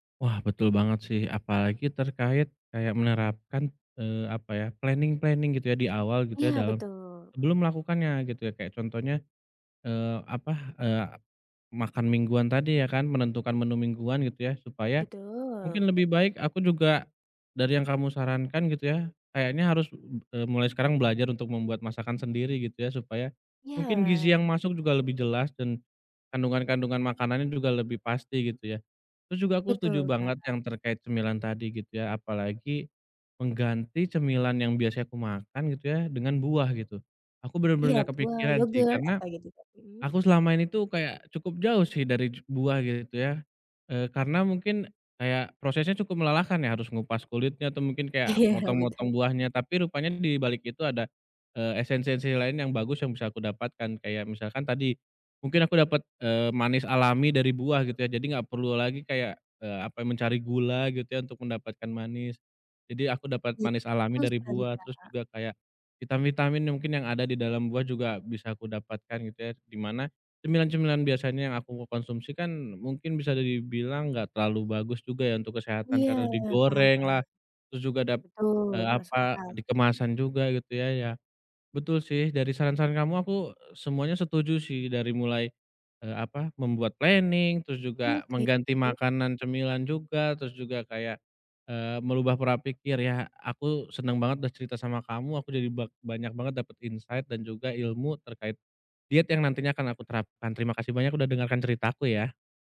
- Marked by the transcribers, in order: other background noise; singing: "Betul"; laughing while speaking: "Iya"; "esensi-esensi" said as "esen-sensi"; in English: "insight"
- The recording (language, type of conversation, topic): Indonesian, advice, Bagaimana saya bisa mulai mengejar tujuan baru ketika saya takut gagal?